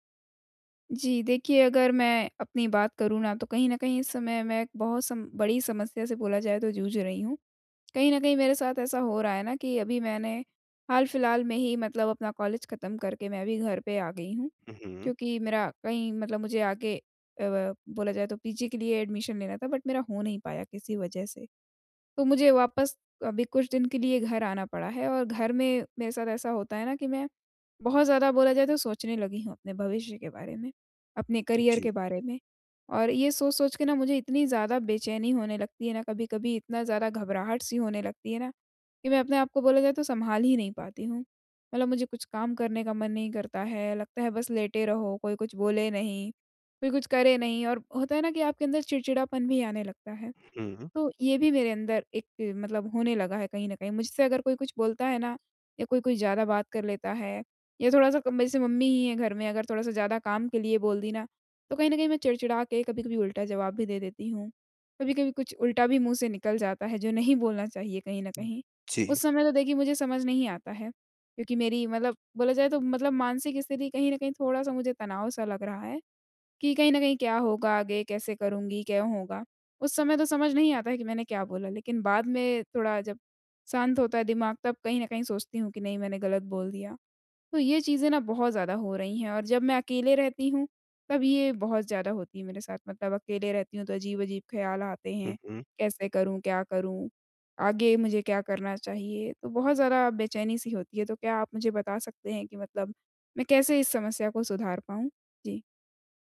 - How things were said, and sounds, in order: tapping; in English: "एडमिशन"; in English: "बट"; in English: "करियर"
- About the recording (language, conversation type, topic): Hindi, advice, घर पर आराम करते समय बेचैनी या घबराहट क्यों होती है?